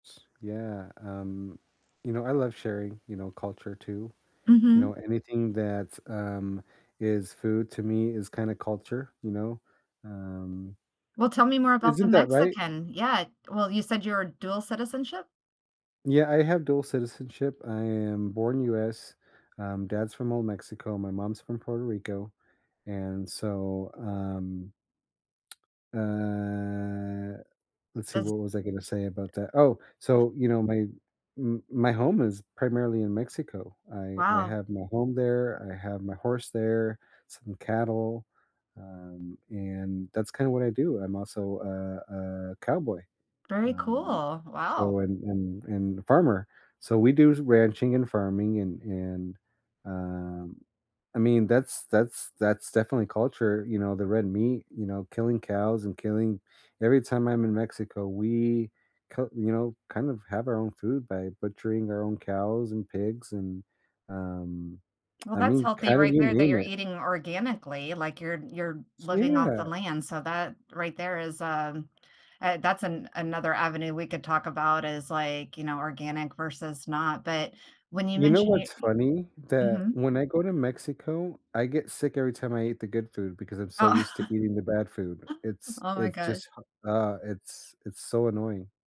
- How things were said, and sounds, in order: tsk; drawn out: "uh"; other background noise; other noise; tsk; laughing while speaking: "Oh"; chuckle
- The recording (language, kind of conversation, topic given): English, unstructured, What is the key to making meals healthier?
- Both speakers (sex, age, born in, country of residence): female, 50-54, United States, United States; male, 45-49, United States, United States